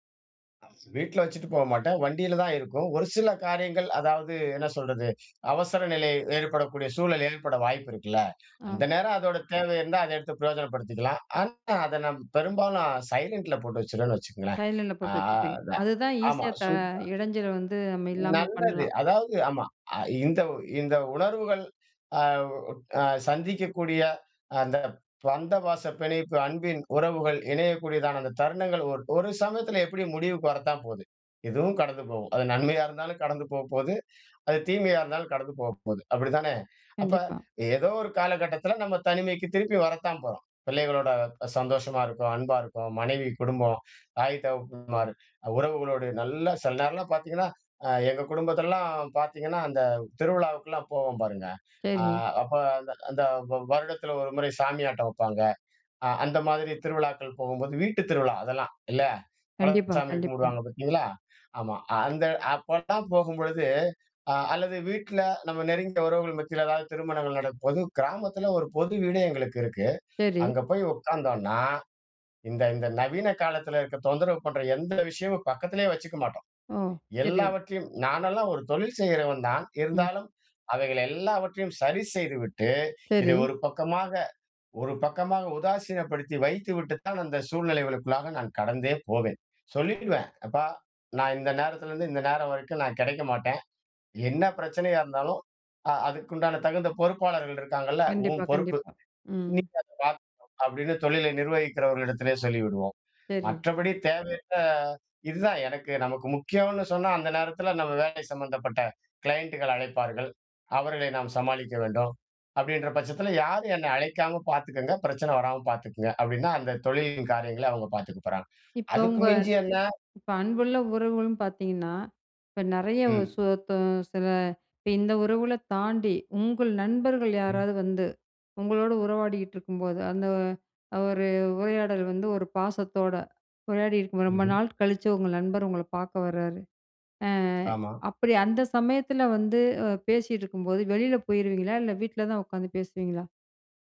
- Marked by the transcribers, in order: in English: "க்ளையண்டுகள்"; other background noise
- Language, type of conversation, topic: Tamil, podcast, அன்புள்ள உறவுகளுடன் நேரம் செலவிடும் போது கைபேசி இடைஞ்சலை எப்படித் தவிர்ப்பது?